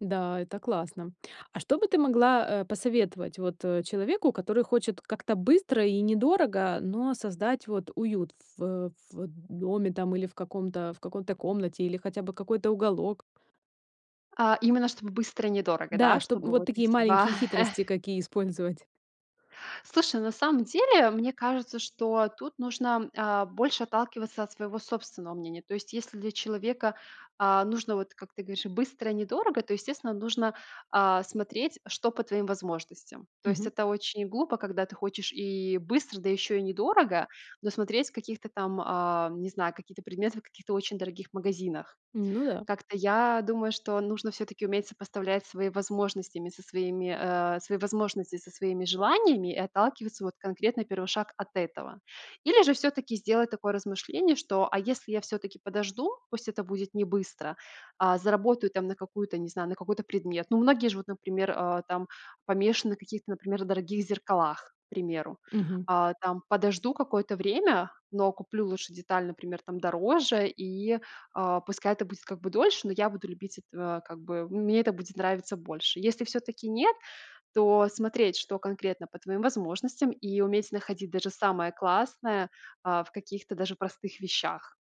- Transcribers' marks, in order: chuckle
- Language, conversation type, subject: Russian, podcast, Где в доме тебе уютнее всего и почему?